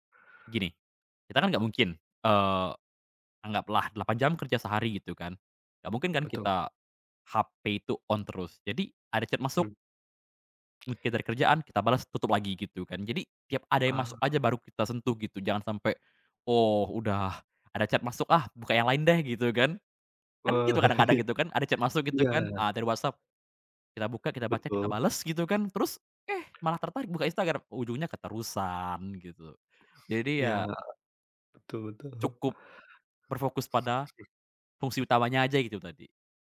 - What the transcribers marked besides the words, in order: tapping; in English: "chat"; in English: "chat"; laughing while speaking: "Eee"; in English: "chat"; other background noise
- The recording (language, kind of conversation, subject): Indonesian, podcast, Bagaimana kamu mengatur waktu di depan layar supaya tidak kecanduan?
- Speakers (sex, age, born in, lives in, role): male, 20-24, Indonesia, Hungary, guest; male, 30-34, Indonesia, Indonesia, host